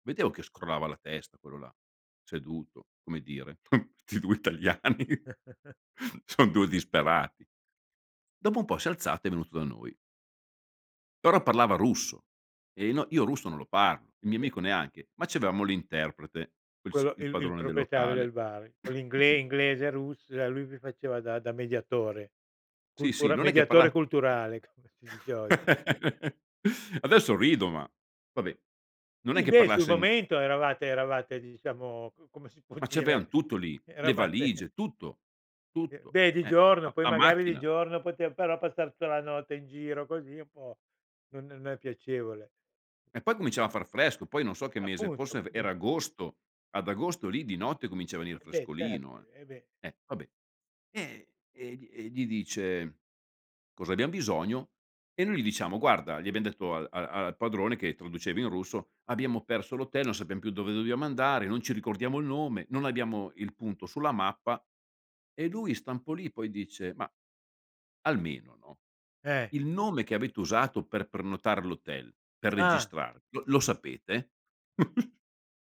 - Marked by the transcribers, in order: chuckle; laughing while speaking: "Questi due italiani"; chuckle; laughing while speaking: "son"; chuckle; laughing while speaking: "sì"; laughing while speaking: "come"; laugh; other background noise; tapping; laughing while speaking: "può"; laughing while speaking: "eravate"; chuckle
- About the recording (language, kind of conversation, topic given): Italian, podcast, Raccontami di una volta in cui ti sei perso durante un viaggio: com’è andata?